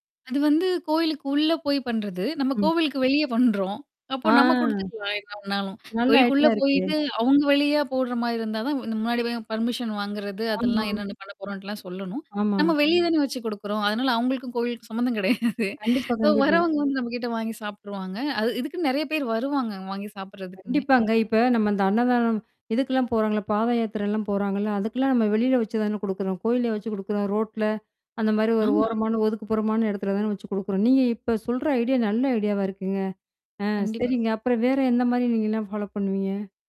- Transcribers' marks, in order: tapping; distorted speech; in English: "பர்மிஷன்"; other background noise; chuckle; static; other noise
- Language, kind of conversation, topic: Tamil, podcast, ஒரு விருந்து முடிந்த பிறகு மீதமுள்ள உணவை நீங்கள் எப்படிப் பயன்படுத்துவீர்கள்?